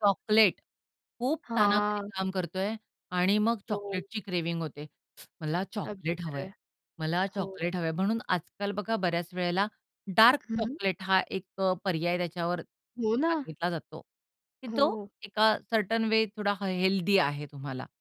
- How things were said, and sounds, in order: in English: "क्रेव्हिंग"; other background noise; tapping; in English: "सर्टन वे"
- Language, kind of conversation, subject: Marathi, podcast, खर्‍या भुकेचा आणि भावनिक भुकेचा फरक कसा ओळखता?